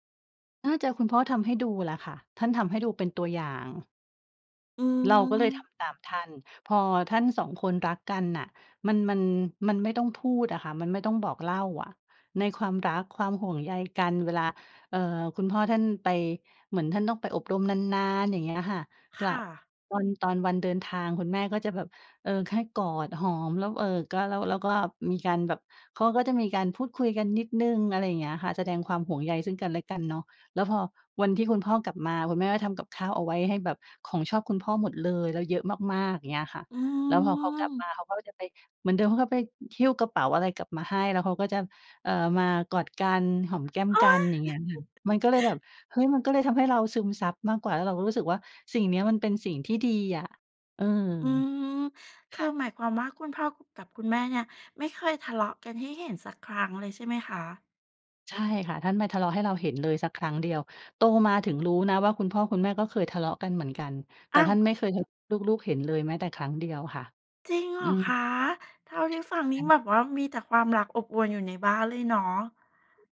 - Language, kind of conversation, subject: Thai, podcast, ครอบครัวของคุณแสดงความรักต่อคุณอย่างไรตอนคุณยังเป็นเด็ก?
- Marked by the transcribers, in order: put-on voice: "โอ๊ย !"; chuckle; surprised: "อ้าว !"; surprised: "จริงเหรอคะ ?"; other background noise